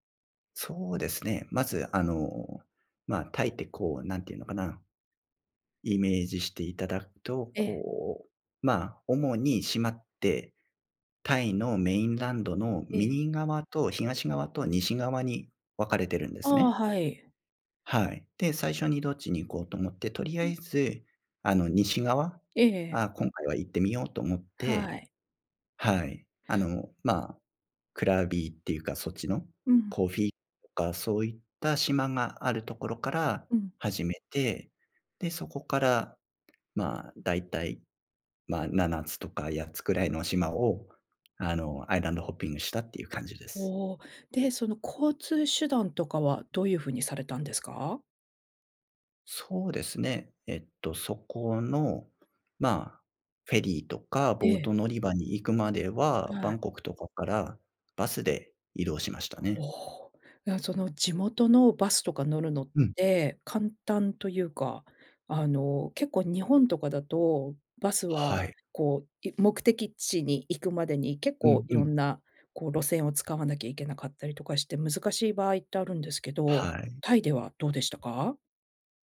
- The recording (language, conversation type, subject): Japanese, podcast, 人生で一番忘れられない旅の話を聞かせていただけますか？
- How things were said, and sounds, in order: in English: "アイランドホッピング"